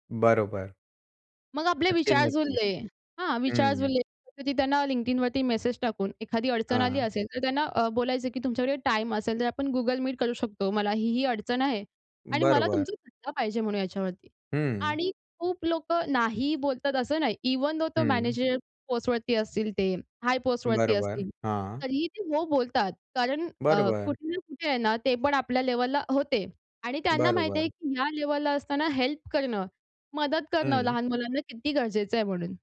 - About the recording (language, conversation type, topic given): Marathi, podcast, तुमच्या करिअरमध्ये तुम्हाला मार्गदर्शक कसा मिळाला आणि तो अनुभव कसा होता?
- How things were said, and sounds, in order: unintelligible speech; in English: "हेल्प"